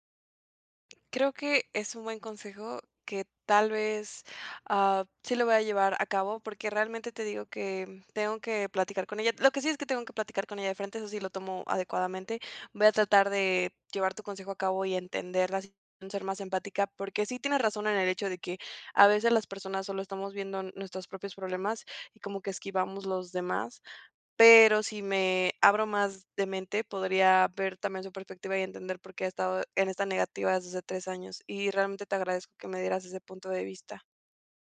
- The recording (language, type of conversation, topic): Spanish, advice, ¿Qué puedo hacer cuando un amigo siempre cancela los planes a última hora?
- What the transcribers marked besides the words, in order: tapping; unintelligible speech